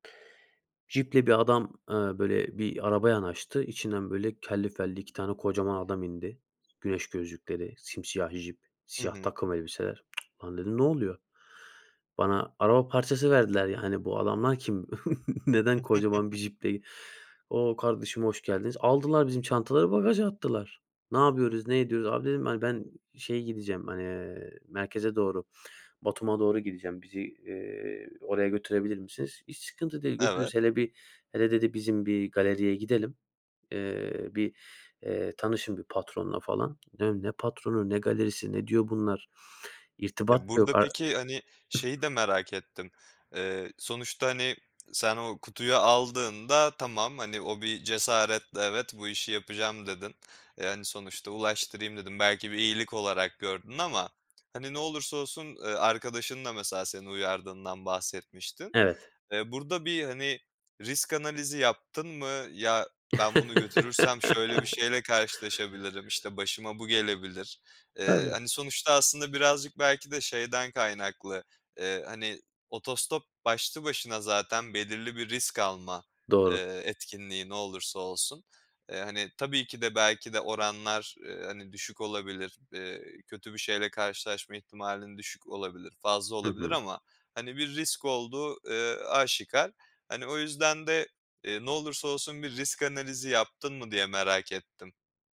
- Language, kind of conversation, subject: Turkish, podcast, Yolculukta karşılaştığın en beklenmedik iyilik neydi?
- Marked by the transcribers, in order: "Ciple" said as "Jiple"; "cip" said as "Jip"; tsk; chuckle; "ciple" said as "Jiple"; other background noise; lip smack; lip smack; chuckle